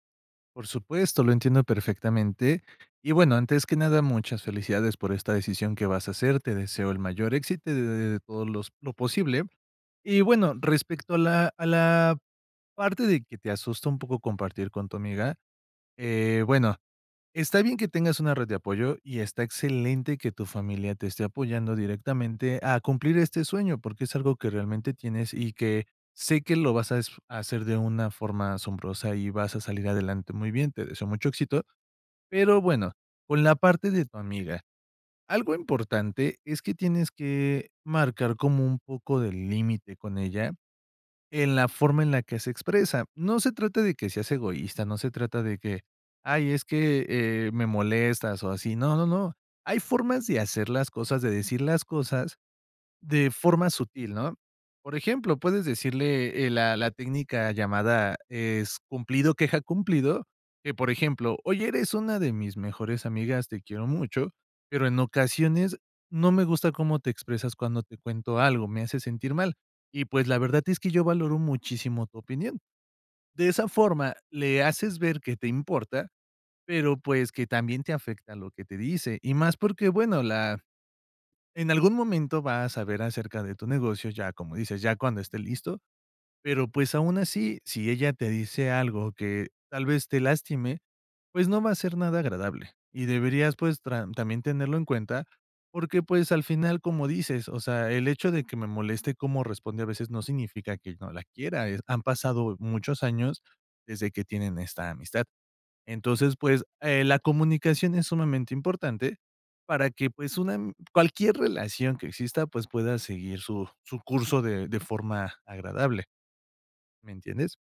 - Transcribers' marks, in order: other background noise
- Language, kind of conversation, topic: Spanish, advice, ¿De qué manera el miedo a que te juzguen te impide compartir tu trabajo y seguir creando?